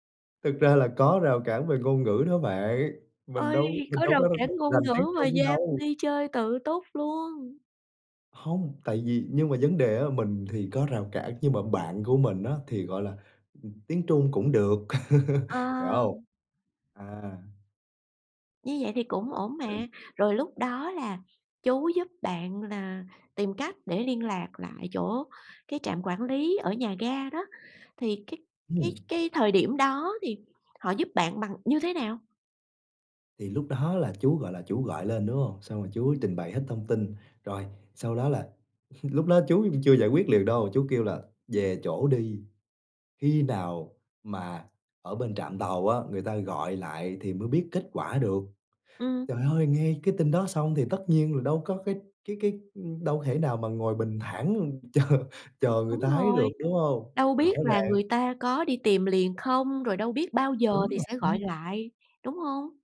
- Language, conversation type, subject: Vietnamese, podcast, Bạn có thể kể về một chuyến đi gặp trục trặc nhưng vẫn rất đáng nhớ không?
- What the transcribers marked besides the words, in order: tapping; other background noise; laugh; chuckle; laughing while speaking: "chờ"